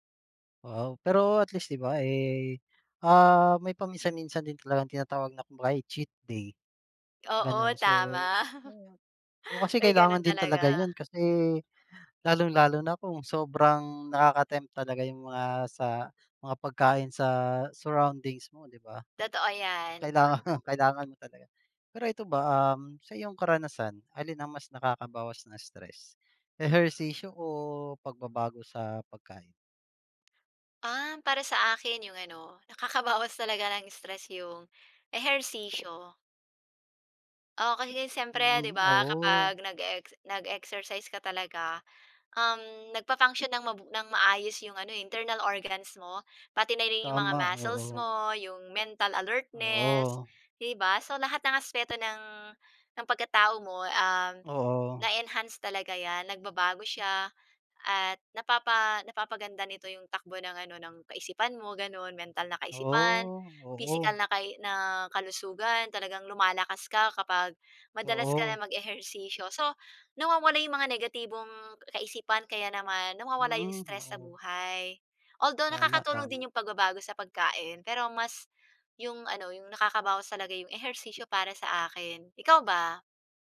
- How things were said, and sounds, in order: chuckle; tapping; in English: "mental alertness"
- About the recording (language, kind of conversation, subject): Filipino, unstructured, Ano ang pinakaepektibong paraan para simulan ang mas malusog na pamumuhay?